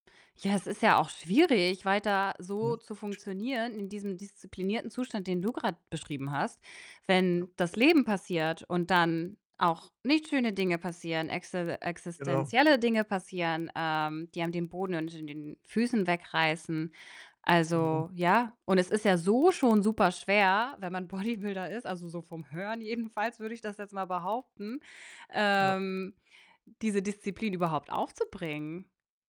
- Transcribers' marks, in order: distorted speech; tapping; laughing while speaking: "Bodybuilder"; laughing while speaking: "jedenfalls"
- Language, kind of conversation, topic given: German, advice, Wie nutzt du Essen, um dich bei Stress oder Langeweile zu beruhigen?